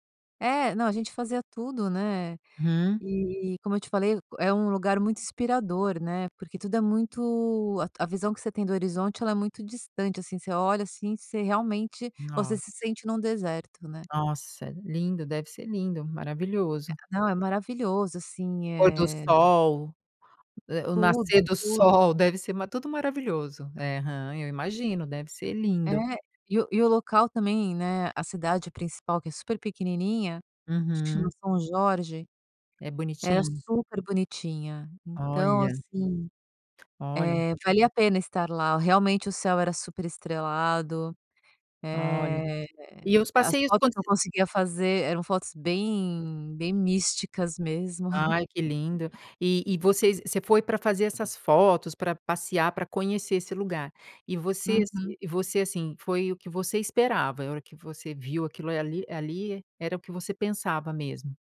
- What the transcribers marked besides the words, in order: tapping; chuckle
- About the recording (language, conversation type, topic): Portuguese, podcast, Já perdeu um transporte e acabou conhecendo alguém importante?